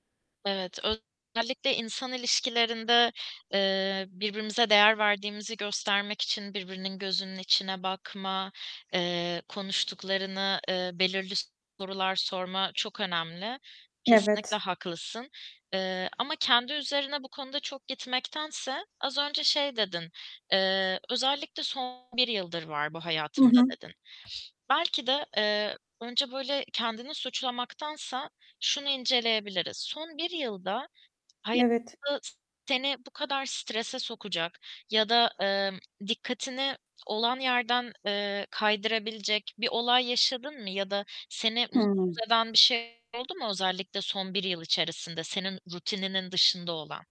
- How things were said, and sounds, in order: other background noise; distorted speech; static; tapping
- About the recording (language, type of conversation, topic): Turkish, advice, Verimli bir çalışma ortamı kurarak nasıl sürdürülebilir bir rutin oluşturup alışkanlık geliştirebilirim?